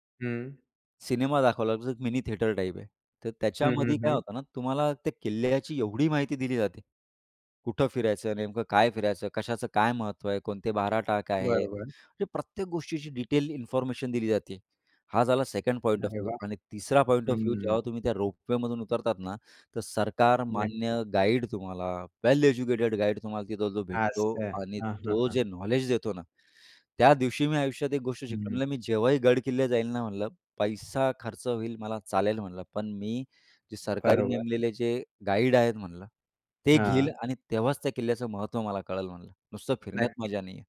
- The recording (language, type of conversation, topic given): Marathi, podcast, तुमच्या शिक्षणाच्या प्रवासातला सर्वात आनंदाचा क्षण कोणता होता?
- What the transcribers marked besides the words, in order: in English: "सेकंड पॉइंट ऑफ व्ह्यू"; in English: "पॉइंट ऑफ व्ह्यू"; in English: "वेल एज्युकेटेड गाईड"